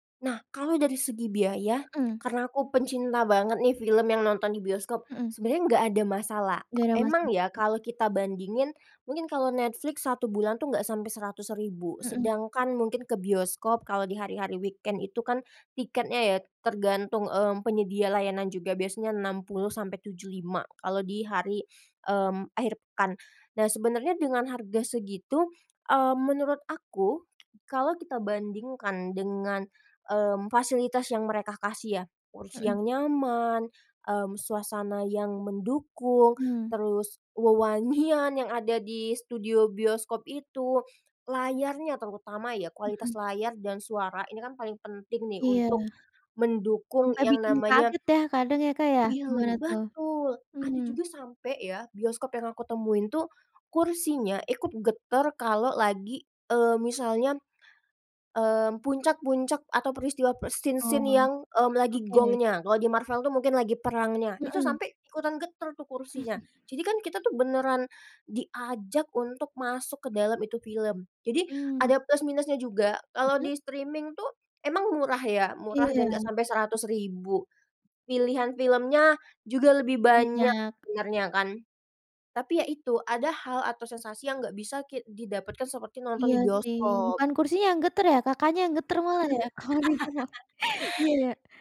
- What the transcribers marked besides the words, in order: tapping; in English: "weekend"; laughing while speaking: "wewangian"; in English: "scene-scene"; chuckle; in English: "streaming"; other background noise; laugh; laughing while speaking: "Oh, iya"
- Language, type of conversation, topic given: Indonesian, podcast, Bagaimana pengalaman menonton di bioskop dibandingkan menonton di rumah lewat layanan streaming?